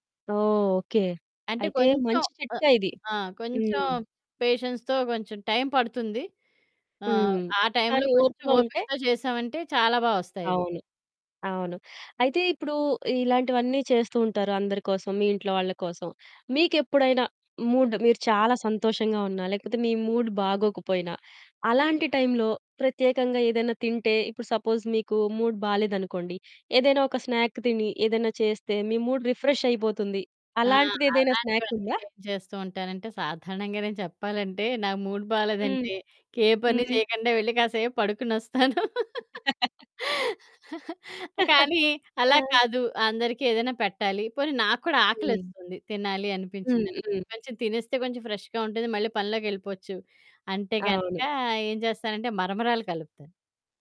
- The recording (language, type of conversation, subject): Telugu, podcast, మీరు సాధారణంగా స్నాక్స్ ఎలా ఎంచుకుంటారు?
- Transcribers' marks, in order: in English: "పేషెన్స్‌తో"; in English: "టైంలో"; in English: "మూడ్"; in English: "మూడ్"; in English: "టైంలో"; in English: "సపోజ్"; in English: "మూడ్"; in English: "స్నాక్"; in English: "మూడ్ రిఫ్రెష్"; distorted speech; in English: "స్నాక్"; in English: "మూడ్"; laugh; chuckle; in English: "ఫ్రెష్‌గా"